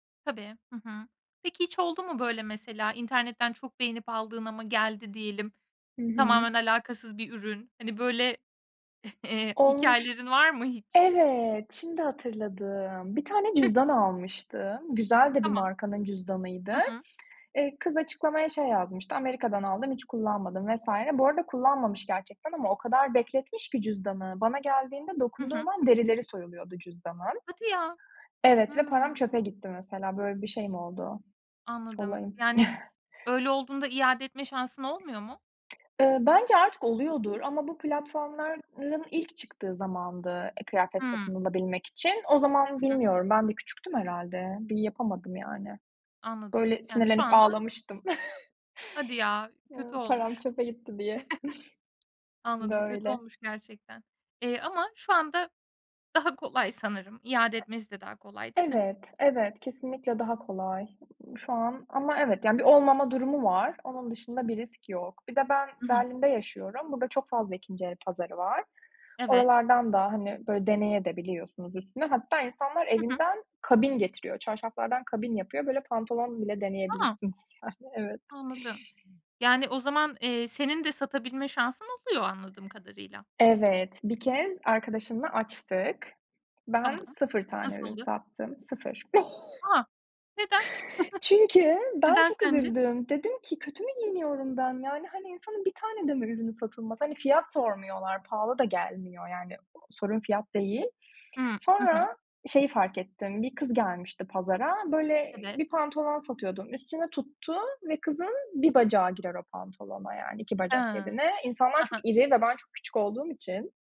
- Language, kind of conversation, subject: Turkish, podcast, Trendlerle kişisel tarzını nasıl dengeliyorsun?
- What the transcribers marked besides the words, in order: tapping; drawn out: "Evet"; chuckle; other noise; other background noise; chuckle; chuckle; chuckle; drawn out: "Evet"; chuckle